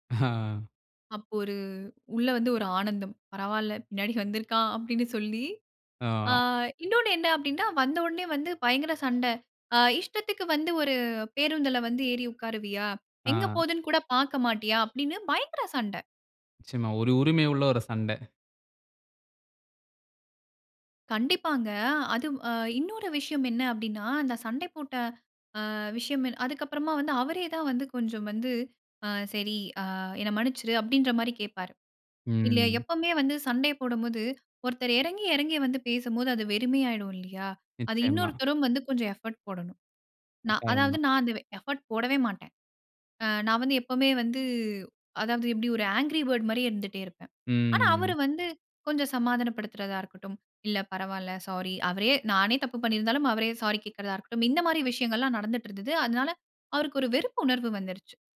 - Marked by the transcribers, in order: laugh; laughing while speaking: "பின்னாடி வந்து இருக்கான் அப்படினு சொல்லி"; other noise; in English: "எஃபர்ட்"; in English: "எஃபர்ட்"; in English: "ஆங்க்ரி பேர்ட்"
- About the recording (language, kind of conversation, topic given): Tamil, podcast, தீவிரமான சண்டைக்குப் பிறகு உரையாடலை எப்படி தொடங்குவீர்கள்?